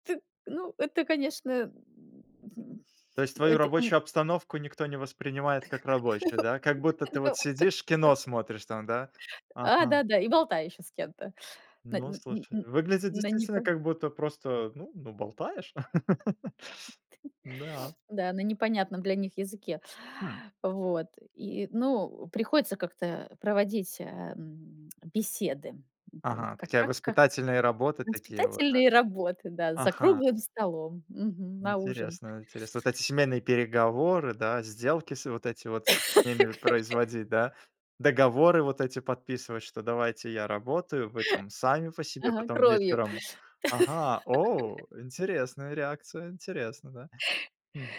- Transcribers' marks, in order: grunt; other noise; tapping; laugh; laugh; laugh; surprised: "О!"; laugh
- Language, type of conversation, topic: Russian, podcast, Как вы совмещаете удалённую работу и семейные обязанности?